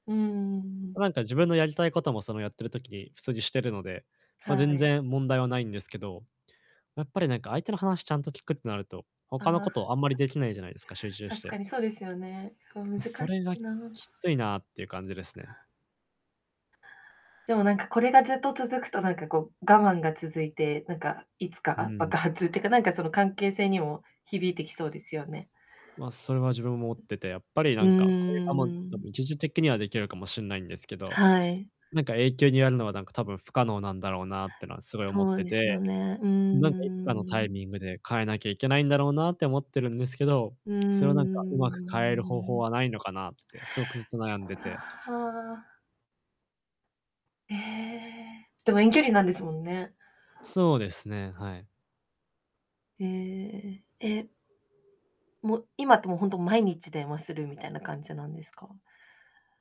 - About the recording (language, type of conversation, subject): Japanese, advice, 一緒に過ごす時間と自分の時間のバランスをうまく取るには、どうすればいいですか？
- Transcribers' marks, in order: other background noise; tapping; distorted speech; drawn out: "うーん"; sigh